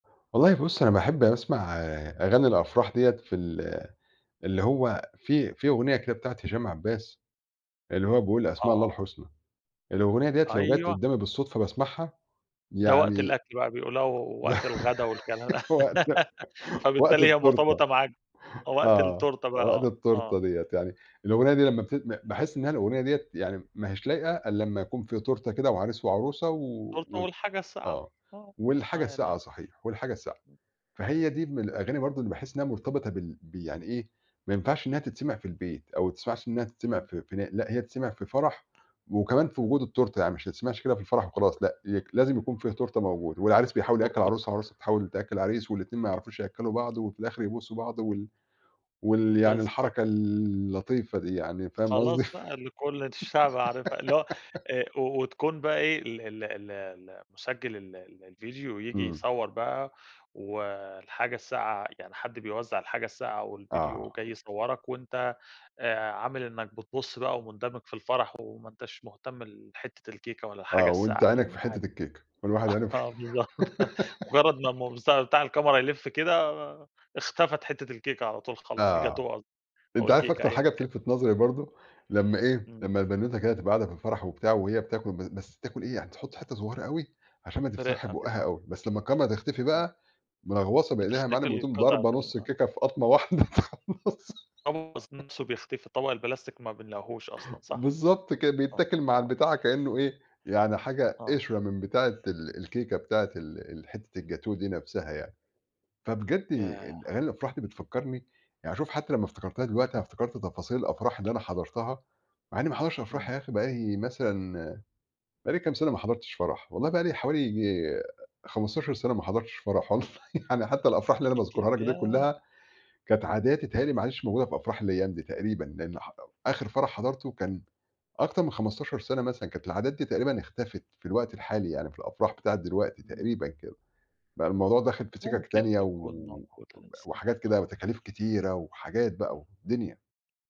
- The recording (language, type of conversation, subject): Arabic, podcast, إزاي بتختار أغنية تناسب مزاجك لما تكون زعلان أو فرحان؟
- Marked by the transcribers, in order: tapping; laugh; unintelligible speech; laugh; giggle; laugh; giggle; laughing while speaking: "تخلصها"; laugh; laugh